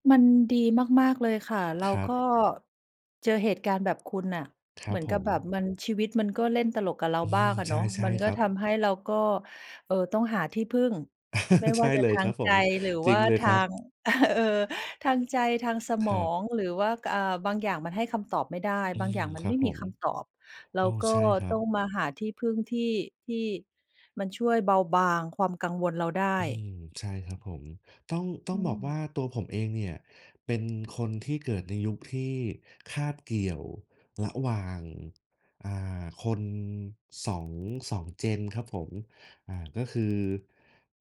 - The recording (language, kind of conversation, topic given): Thai, unstructured, คุณรู้สึกอย่างไรเมื่อมีคนล้อเลียนศาสนาของคุณ?
- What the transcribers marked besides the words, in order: other background noise; chuckle; laugh; tapping